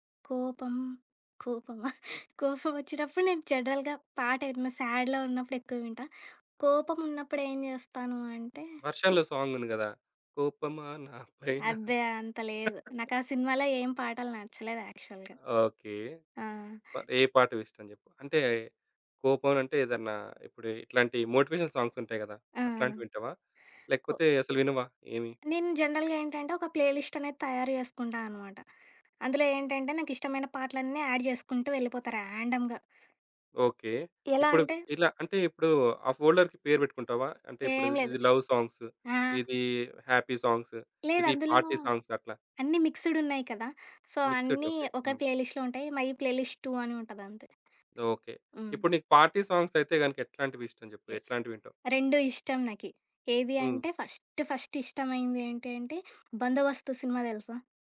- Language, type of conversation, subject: Telugu, podcast, ఏ పాటలు మీ మనస్థితిని వెంటనే మార్చేస్తాయి?
- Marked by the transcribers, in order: chuckle; in English: "జనరల్‌గా"; in English: "సాడ్‌లో"; other background noise; chuckle; in English: "యాక్చువల్‌గా"; in English: "మోటివేషన్"; in English: "జనరల్‌గా"; in English: "ప్లేలిస్ట్"; in English: "యాడ్"; in English: "ర్యాండమ్‌గా"; in English: "ఫోల్డర్‌కి"; in English: "లవ్ సాంగ్స్"; in English: "హ్యాపీ సాంగ్స్"; in English: "పార్టీ సాంగ్స్"; in English: "సో"; in English: "మిక్స్‌డ్"; in English: "ప్లేలిస్ట్‌లో"; in English: "మై ప్లేలిస్ట్ 2"; in English: "పార్టీ"; in English: "యెస్"; in English: "ఫస్ట్ ఫస్ట్"